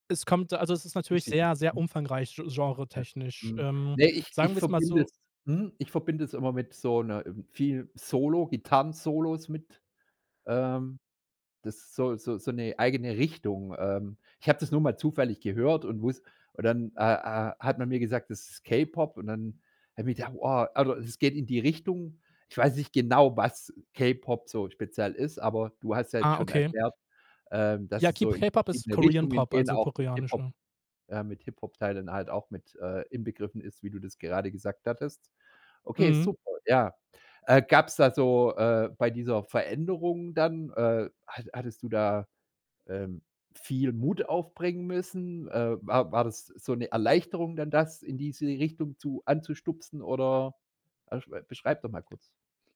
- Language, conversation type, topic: German, podcast, Was war die mutigste Entscheidung, die du je getroffen hast?
- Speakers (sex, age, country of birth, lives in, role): male, 30-34, Germany, Germany, guest; male, 45-49, Germany, Germany, host
- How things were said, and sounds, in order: unintelligible speech; other background noise